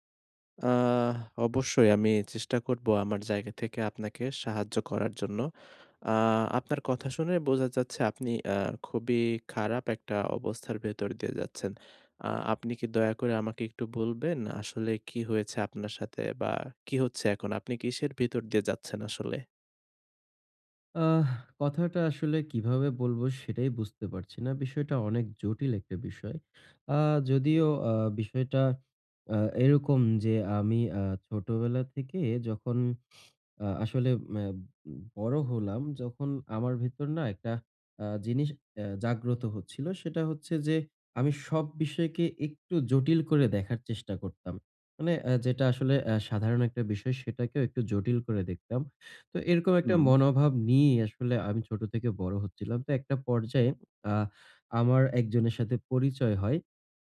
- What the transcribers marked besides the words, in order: none
- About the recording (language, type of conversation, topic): Bengali, advice, ব্রেকআপের পরে আমি কীভাবে ধীরে ধীরে নিজের পরিচয় পুনর্গঠন করতে পারি?